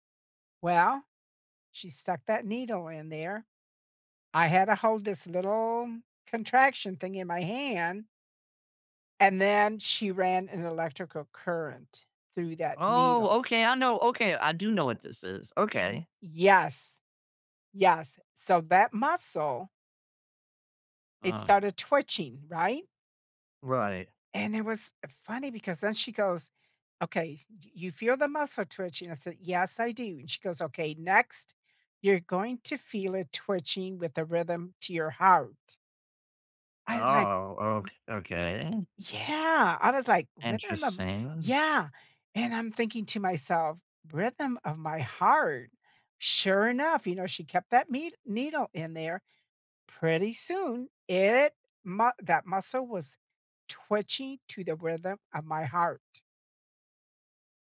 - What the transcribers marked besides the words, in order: other background noise; tapping
- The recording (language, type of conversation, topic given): English, unstructured, How should I decide whether to push through a workout or rest?